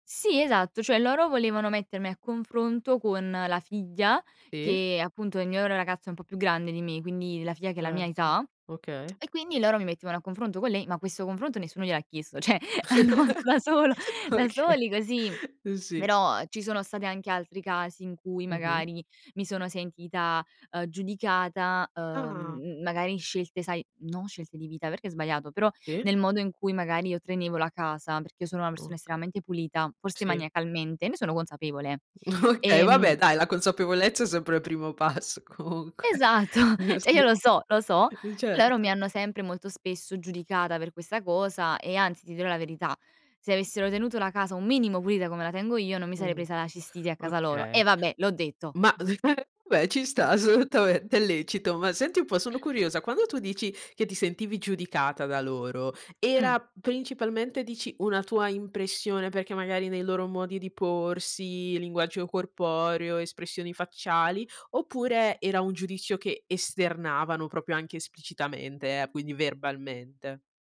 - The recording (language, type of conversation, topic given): Italian, podcast, Quali limiti andrebbero stabiliti con i suoceri, secondo te?
- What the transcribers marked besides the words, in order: "Sì" said as "tì"; tsk; laugh; laughing while speaking: "Okay"; laughing while speaking: "ceh hanno fatto da solo"; "cioè" said as "ceh"; "Però" said as "berò"; "Sì" said as "tì"; "tenevo" said as "trenevo"; laughing while speaking: "Okay"; laughing while speaking: "Esatto"; "cioè" said as "ceh"; laughing while speaking: "Uh, sì, certo"; chuckle; laughing while speaking: "assolutamente"; other background noise; "proprio" said as "propio"